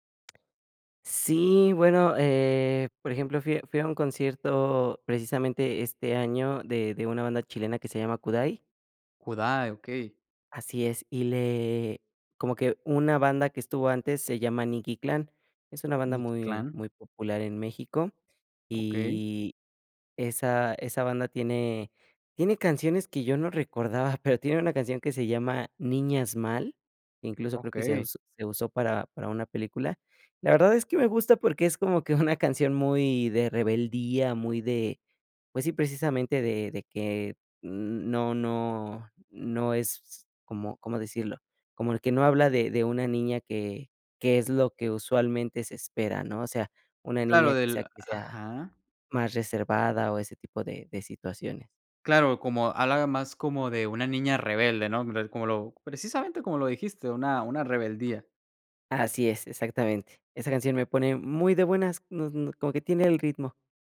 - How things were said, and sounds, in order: unintelligible speech
- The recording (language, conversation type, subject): Spanish, podcast, ¿Qué canción te pone de buen humor al instante?